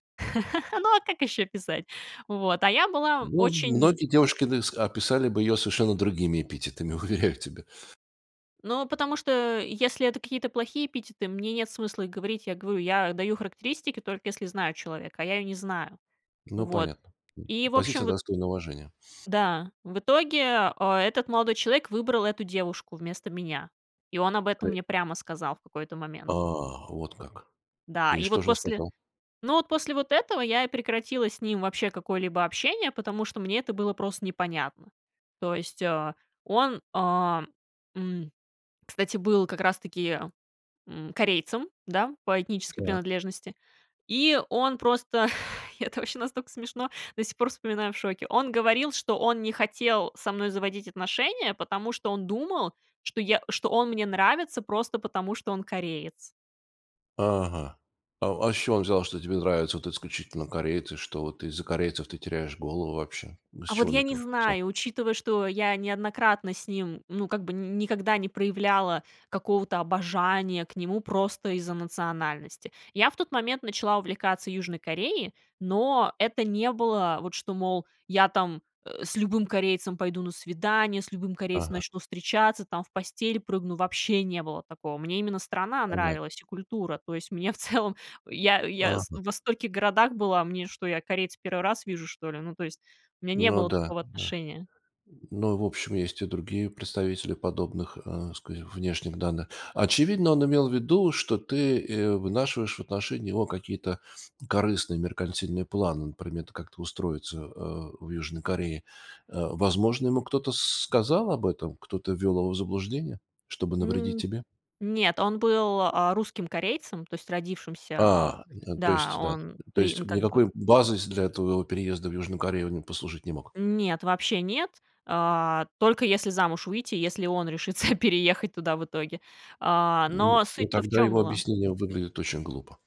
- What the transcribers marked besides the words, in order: giggle; laughing while speaking: "уверяю тебя"; tapping; other background noise; chuckle; laughing while speaking: "целом"; laughing while speaking: "решится"
- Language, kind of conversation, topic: Russian, podcast, Как понять, что пора заканчивать отношения?